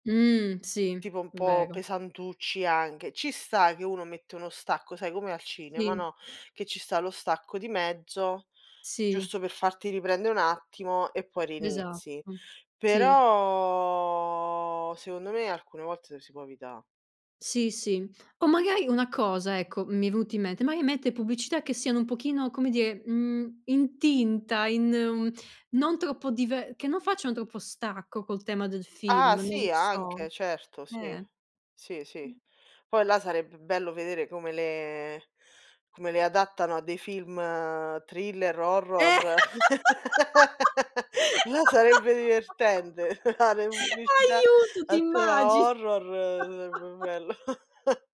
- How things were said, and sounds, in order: drawn out: "Però"; other background noise; laugh; laughing while speaking: "Aiuto, ti immagini?"; laugh; laughing while speaking: "Ah, sarebbe divertente fare pubblicità a tema horror, sarebbe bello"; laugh; laugh
- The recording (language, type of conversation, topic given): Italian, unstructured, Ti dà fastidio quando la pubblicità rovina un film?